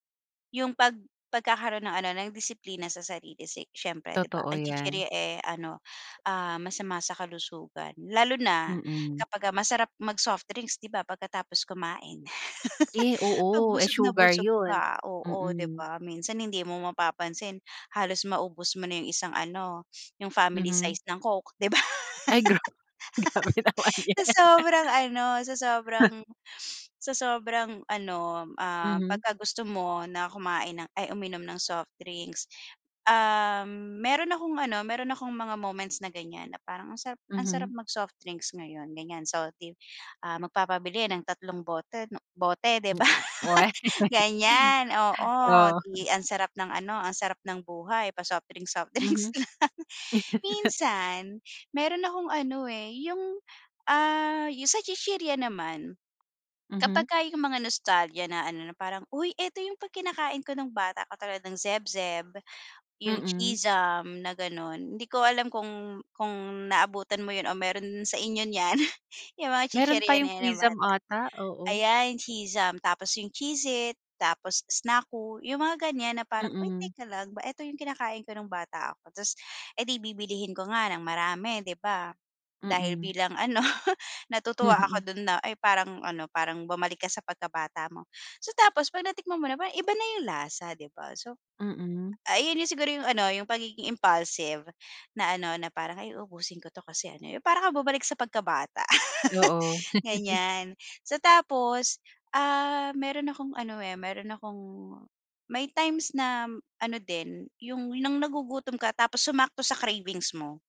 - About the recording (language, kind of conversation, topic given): Filipino, podcast, Paano mo napag-iiba ang tunay na gutom at simpleng pagnanasa lang sa pagkain?
- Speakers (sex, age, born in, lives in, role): female, 30-34, Philippines, Philippines, host; female, 40-44, Philippines, Philippines, guest
- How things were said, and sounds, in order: tapping; chuckle; laugh; laughing while speaking: "grabe naman 'yan"; sniff; chuckle; other background noise; laugh; laughing while speaking: "soft drinks lang"; chuckle; in English: "nostalgia"; chuckle; laughing while speaking: "ano"; chuckle; laugh